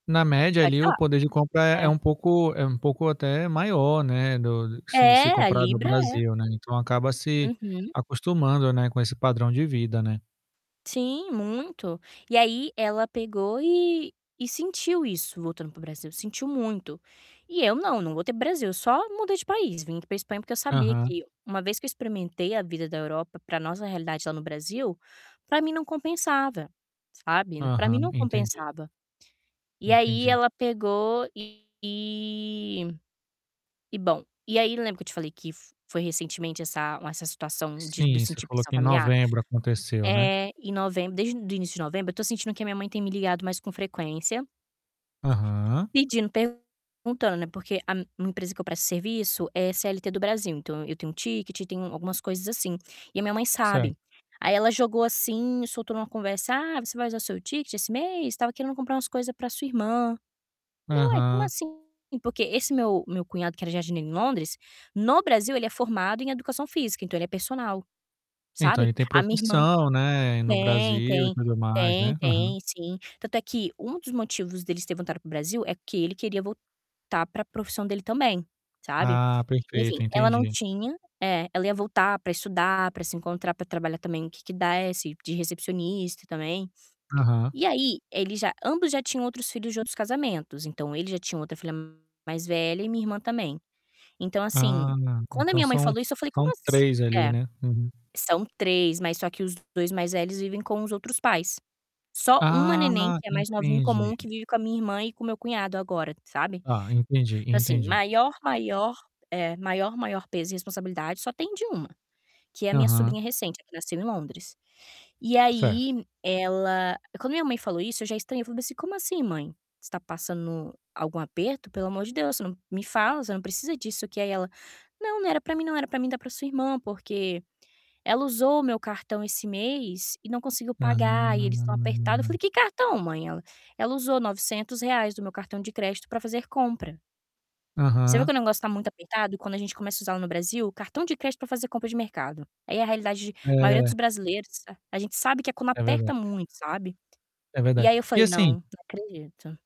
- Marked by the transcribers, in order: static; tapping; distorted speech; other background noise; drawn out: "Hum"
- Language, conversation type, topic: Portuguese, advice, Como lidar com a pressão da família para emprestar dinheiro mesmo com o orçamento apertado?